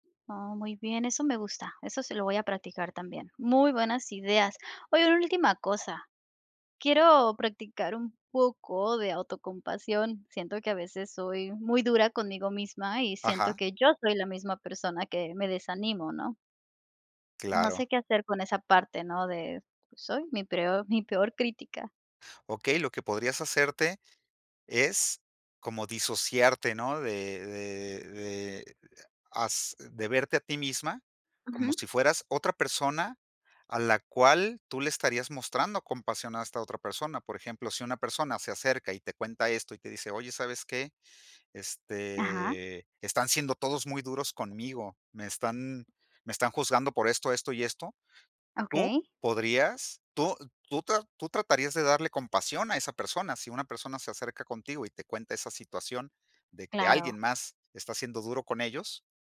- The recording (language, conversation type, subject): Spanish, advice, ¿Cómo puedo dejar de sentirme abrumado al intentar cambiar demasiados hábitos a la vez?
- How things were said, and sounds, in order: none